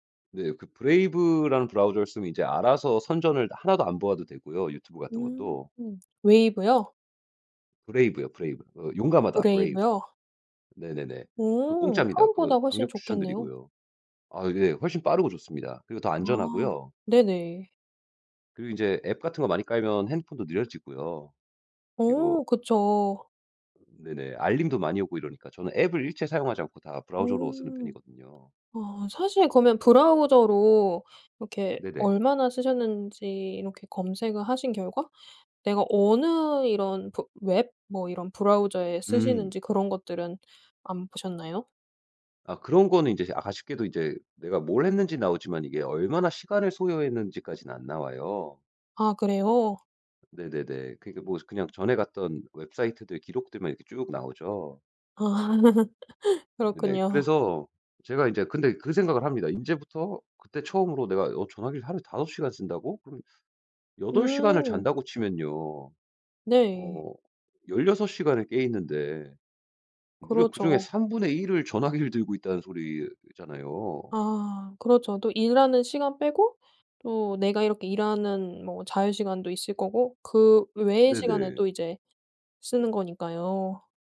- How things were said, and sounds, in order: in English: "브레이브요, 브레이브"; put-on voice: "Brave"; in English: "Brave"; tapping; laughing while speaking: "아"
- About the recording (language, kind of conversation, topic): Korean, podcast, 화면 시간을 줄이려면 어떤 방법을 추천하시나요?